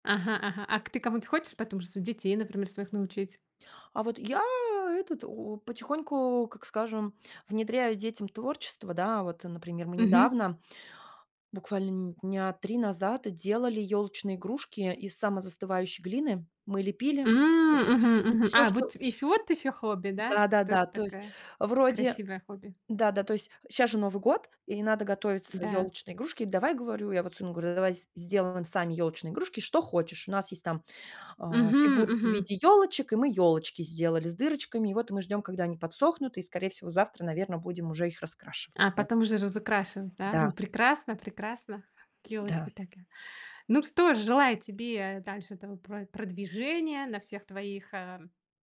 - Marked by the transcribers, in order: none
- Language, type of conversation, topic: Russian, podcast, О каком своём любимом творческом хобби ты мог(ла) бы рассказать?
- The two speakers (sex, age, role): female, 35-39, guest; female, 45-49, host